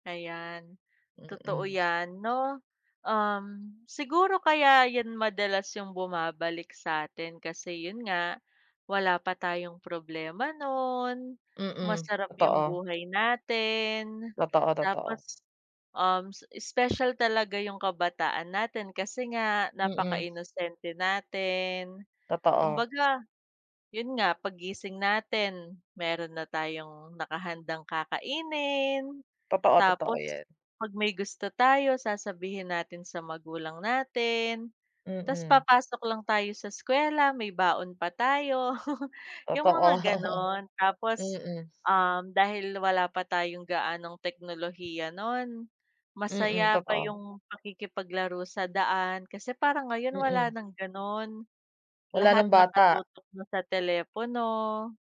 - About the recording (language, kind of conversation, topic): Filipino, unstructured, Anong alaala ang madalas mong balikan kapag nag-iisa ka?
- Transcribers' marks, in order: tapping; chuckle; laughing while speaking: "Totoo"